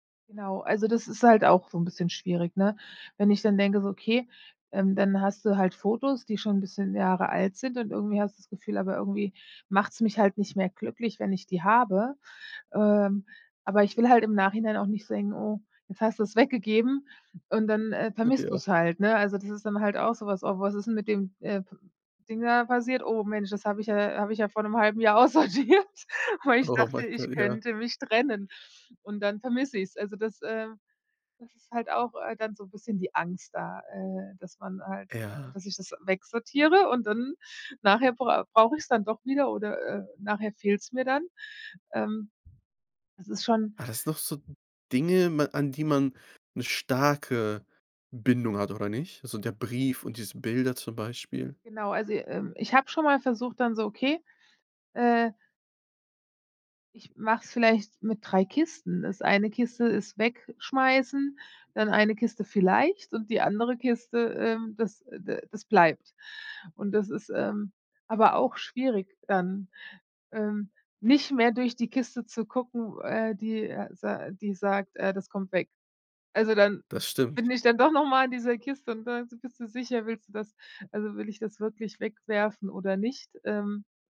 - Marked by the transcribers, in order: laughing while speaking: "aussortiert"; unintelligible speech
- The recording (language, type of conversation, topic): German, advice, Wie kann ich mit Überforderung beim Ausmisten sentimental aufgeladener Gegenstände umgehen?